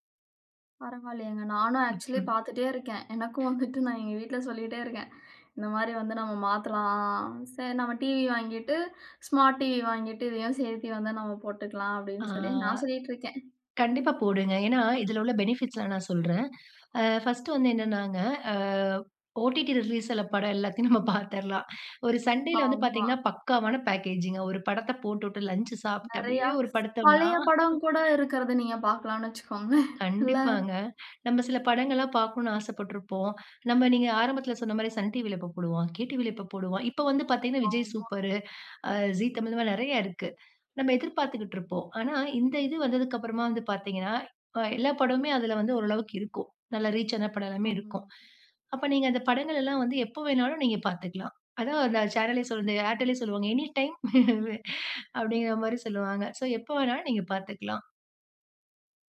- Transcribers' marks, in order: in English: "ஆக்ஸூலி"; chuckle; in English: "ஸ்மார்ட் டிவி"; in English: "பெனிஃபிட்ஸ்லாம்"; in English: "ஃபர்ஸ்ட்டு"; in English: "ஓடிடி ரிலீஸ்ல"; in English: "பேக்கேஜி"; laugh; in English: "ரீச்"; other noise; in English: "எனி டைம்"
- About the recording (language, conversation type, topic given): Tamil, podcast, ஸ்ட்ரீமிங் தளங்கள் சினிமா அனுபவத்தை எவ்வாறு மாற்றியுள்ளன?